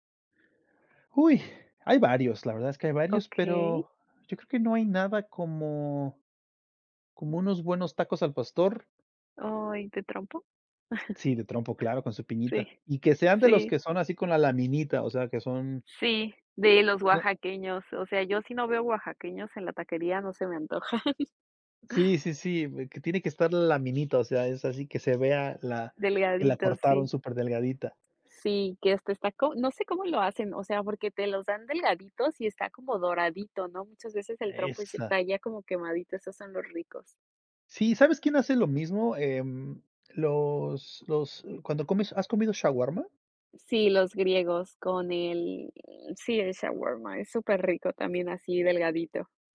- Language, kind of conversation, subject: Spanish, unstructured, ¿Qué papel juega la comida en la identidad cultural?
- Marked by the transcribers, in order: chuckle; chuckle; tapping